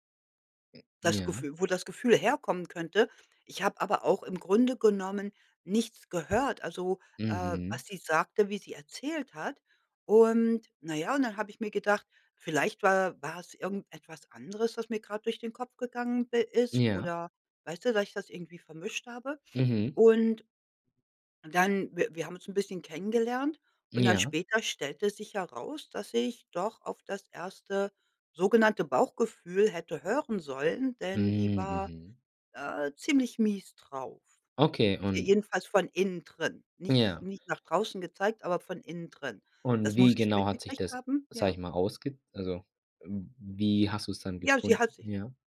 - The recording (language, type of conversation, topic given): German, podcast, Was hilft dir, dein Bauchgefühl besser zu verstehen?
- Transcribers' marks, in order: tapping